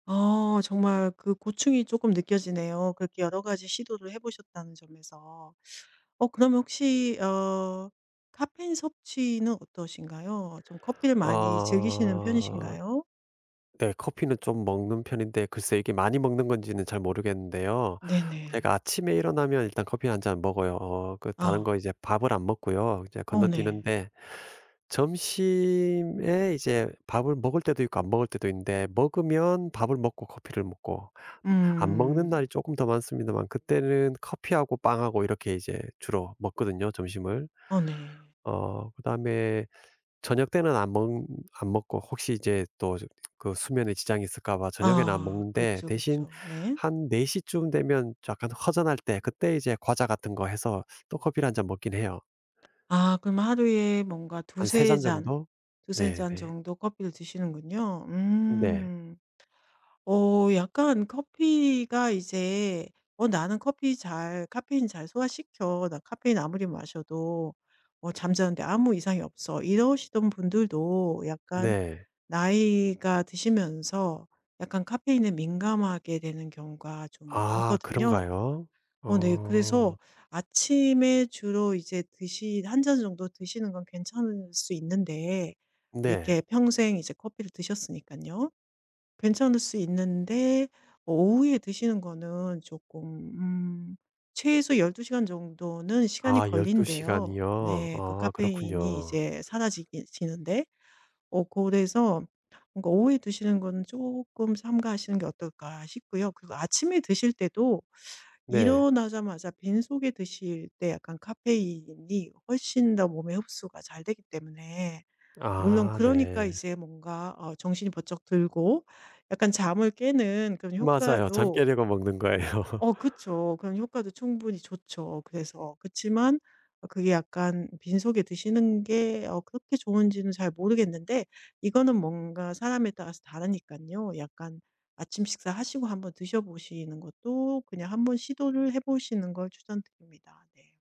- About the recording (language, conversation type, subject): Korean, advice, 불안과 걱정 때문에 밤마다 잠을 이루지 못하나요?
- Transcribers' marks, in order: other background noise; laughing while speaking: "거예요"